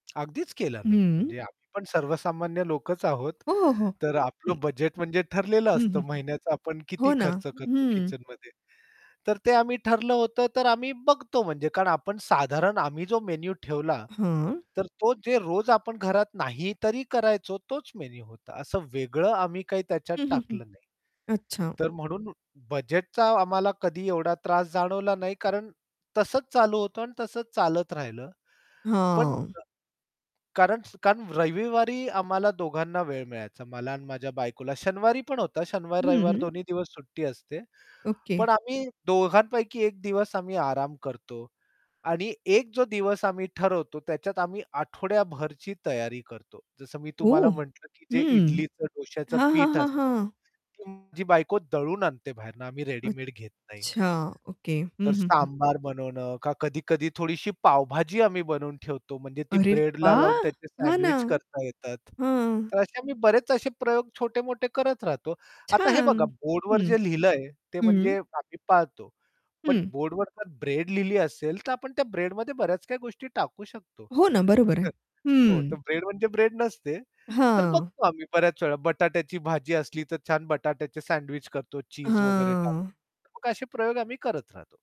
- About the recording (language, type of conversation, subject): Marathi, podcast, खाण्यासाठी तुम्ही रोजचा मेनू कसा ठरवता?
- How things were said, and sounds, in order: tapping; static; distorted speech